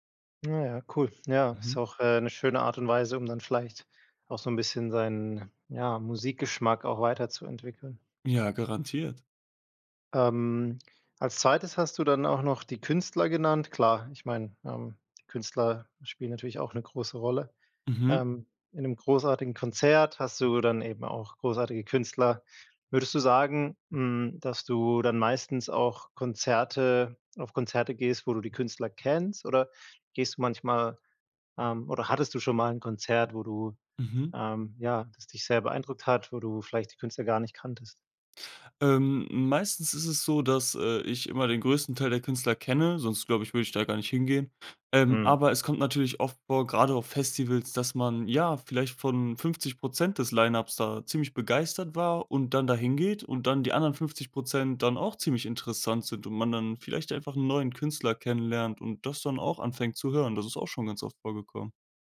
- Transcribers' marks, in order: none
- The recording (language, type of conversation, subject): German, podcast, Was macht für dich ein großartiges Live-Konzert aus?